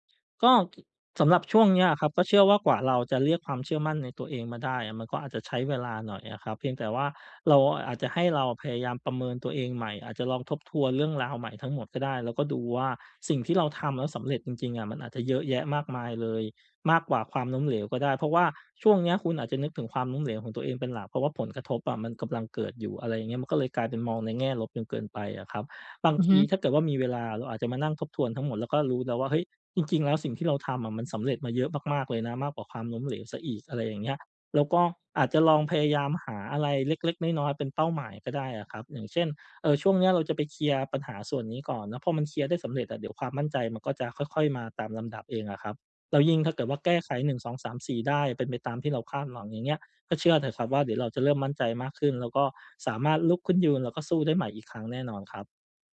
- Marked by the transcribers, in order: other noise
- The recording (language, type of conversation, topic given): Thai, advice, ฉันจะยอมรับการเปลี่ยนแปลงในชีวิตอย่างมั่นใจได้อย่างไร?